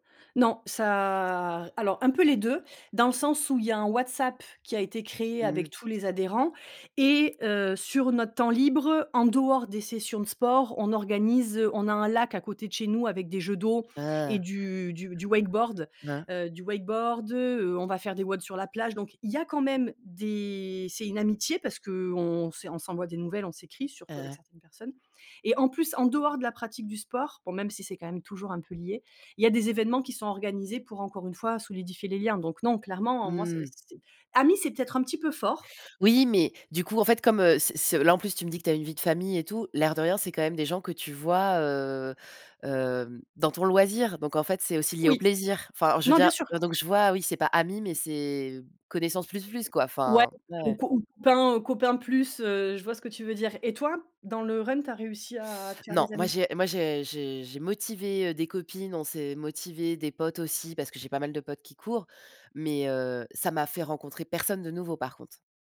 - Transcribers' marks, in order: drawn out: "ça"; stressed: "amis"; unintelligible speech; in English: "run"
- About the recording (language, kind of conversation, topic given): French, unstructured, Quel sport te procure le plus de joie quand tu le pratiques ?